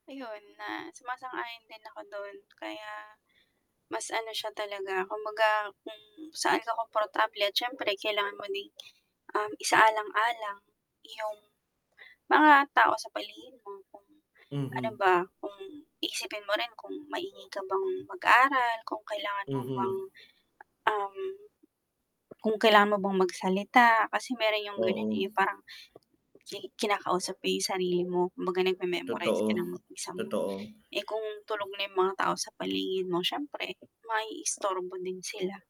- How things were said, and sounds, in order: distorted speech; tapping; static
- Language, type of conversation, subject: Filipino, unstructured, Mas gusto mo bang mag-aral sa umaga o sa gabi?